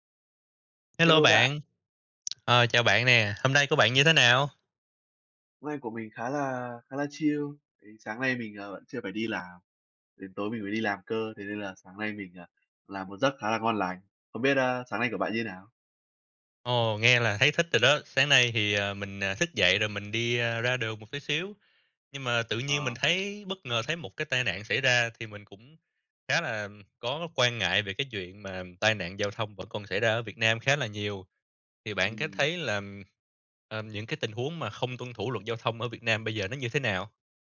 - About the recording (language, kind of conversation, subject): Vietnamese, unstructured, Bạn cảm thấy thế nào khi người khác không tuân thủ luật giao thông?
- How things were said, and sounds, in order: tapping; in English: "chill"